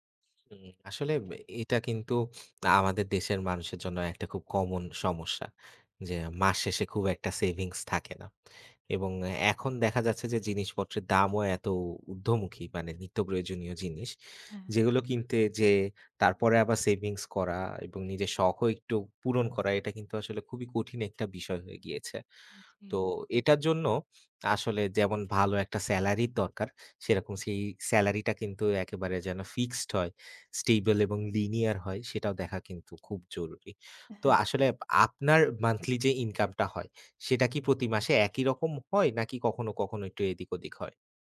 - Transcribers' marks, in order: other background noise; in English: "linear"; tapping
- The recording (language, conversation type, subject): Bengali, advice, মাসিক বাজেট ঠিক করতে আপনার কী ধরনের অসুবিধা হচ্ছে?